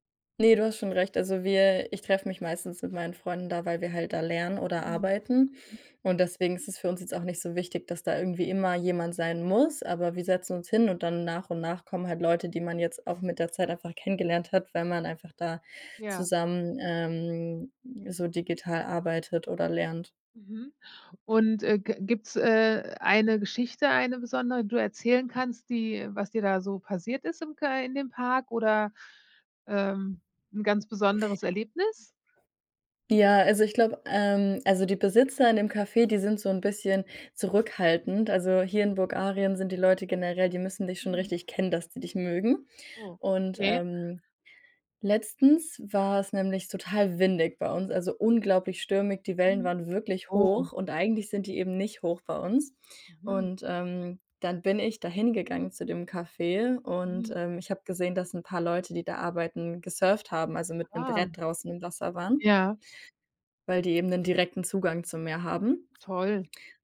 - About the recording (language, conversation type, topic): German, podcast, Wie wichtig sind Cafés, Parks und Plätze für Begegnungen?
- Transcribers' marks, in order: other background noise